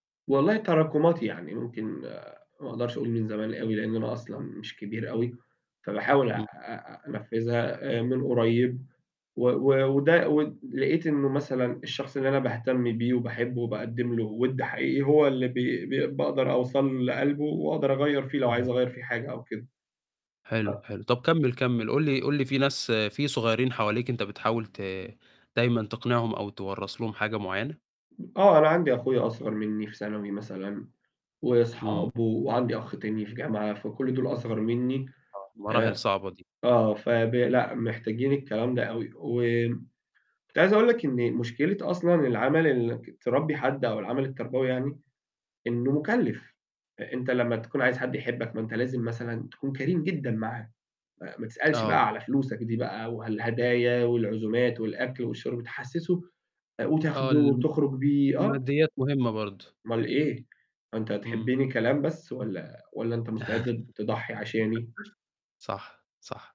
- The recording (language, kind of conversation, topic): Arabic, podcast, إزاي تورّث قيمك لولادك من غير ما تفرضها عليهم؟
- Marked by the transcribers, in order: unintelligible speech; distorted speech; laugh